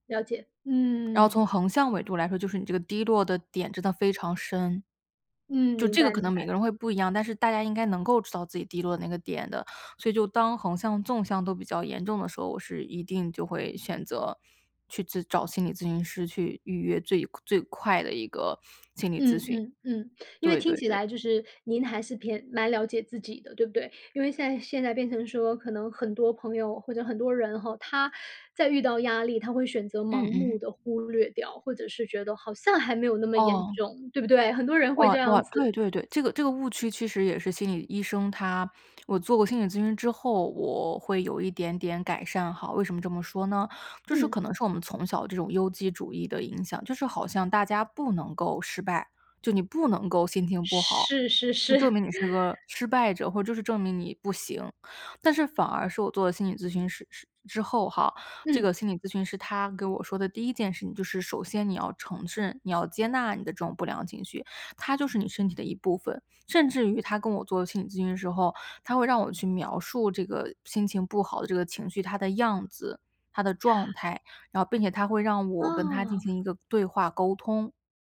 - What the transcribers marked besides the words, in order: chuckle
- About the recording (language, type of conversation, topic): Chinese, podcast, 當情緒低落時你會做什麼？